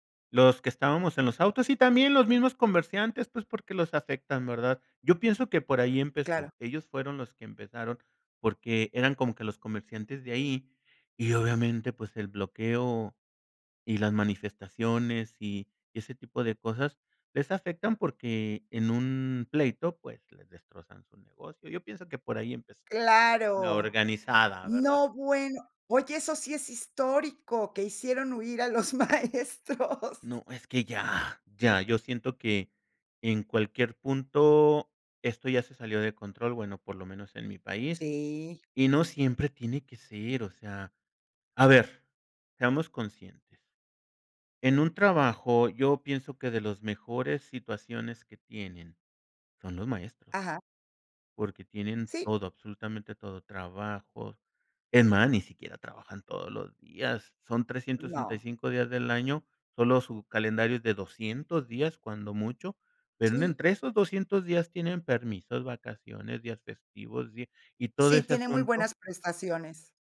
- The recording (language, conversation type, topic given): Spanish, podcast, ¿Qué te lleva a priorizar a tu familia sobre el trabajo, o al revés?
- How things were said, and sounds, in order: laughing while speaking: "los maestros"